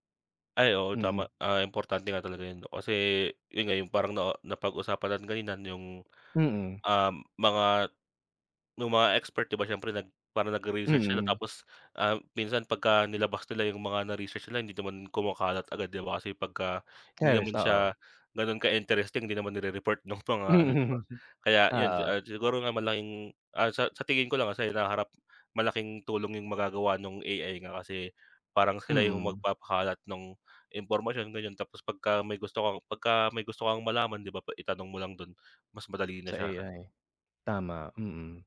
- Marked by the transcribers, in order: laughing while speaking: "nung"; laughing while speaking: "Mhm"; other background noise
- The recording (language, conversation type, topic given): Filipino, unstructured, Sa anong mga paraan nakakatulong ang agham sa pagpapabuti ng ating kalusugan?
- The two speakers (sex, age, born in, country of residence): male, 25-29, Philippines, Philippines; male, 30-34, Philippines, Philippines